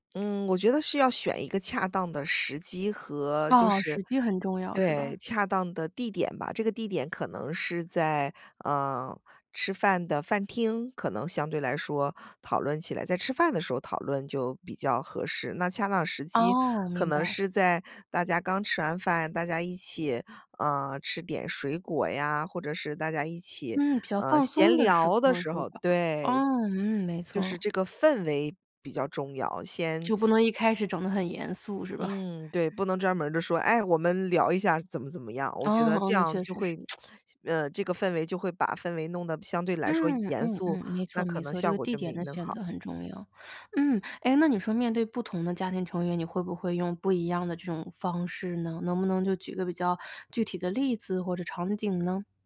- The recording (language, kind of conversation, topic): Chinese, podcast, 在家里怎样谈论金钱话题才能让大家都更自在？
- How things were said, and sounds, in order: other background noise; tsk